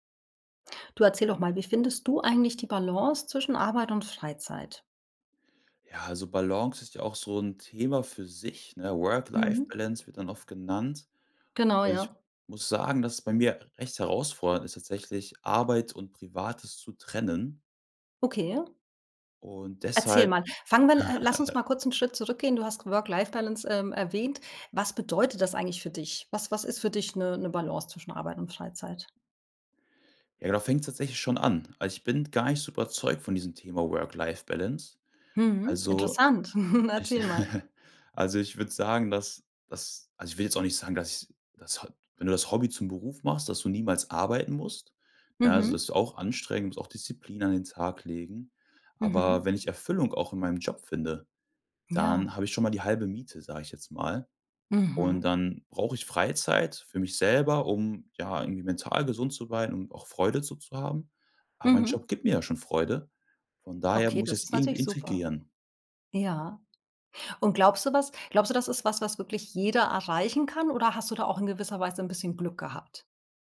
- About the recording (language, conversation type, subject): German, podcast, Wie findest du eine gute Balance zwischen Arbeit und Freizeit?
- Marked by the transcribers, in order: laugh; laugh; laughing while speaking: "Erzähl mal"; other background noise